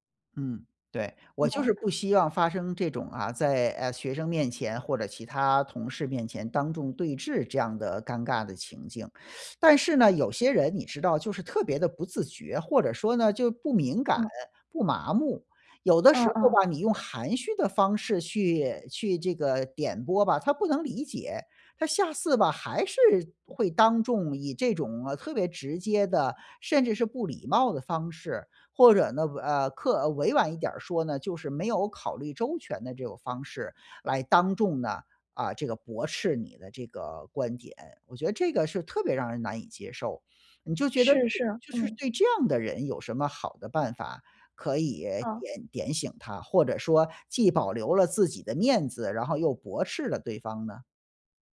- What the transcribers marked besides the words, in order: teeth sucking
- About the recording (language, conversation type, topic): Chinese, advice, 在聚会中被当众纠正时，我感到尴尬和愤怒该怎么办？